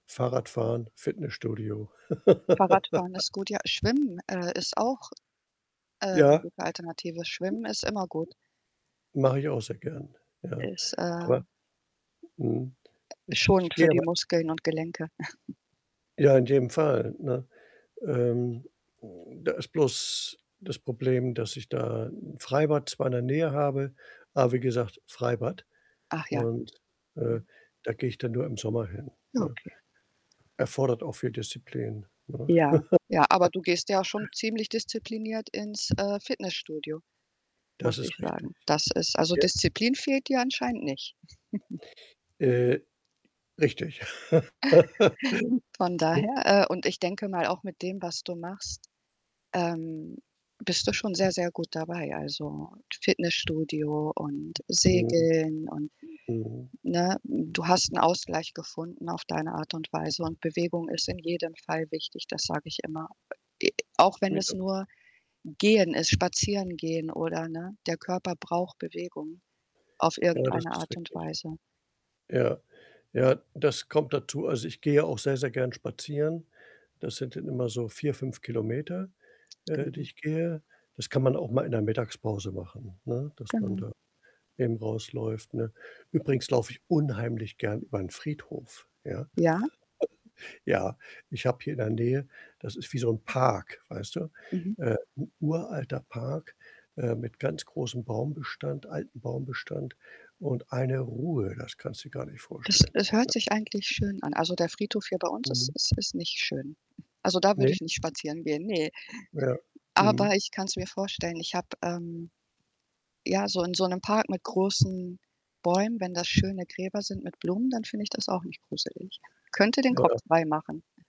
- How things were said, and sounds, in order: static; other background noise; distorted speech; laugh; unintelligible speech; chuckle; laugh; giggle; laugh; unintelligible speech; laugh; stressed: "Ruhe"; tapping
- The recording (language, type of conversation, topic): German, advice, Welche einschränkende Gesundheitsdiagnose haben Sie, und wie beeinflusst sie Ihren Lebensstil sowie Ihre Pläne?
- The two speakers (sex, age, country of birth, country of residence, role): female, 40-44, Germany, Portugal, advisor; male, 65-69, Germany, Germany, user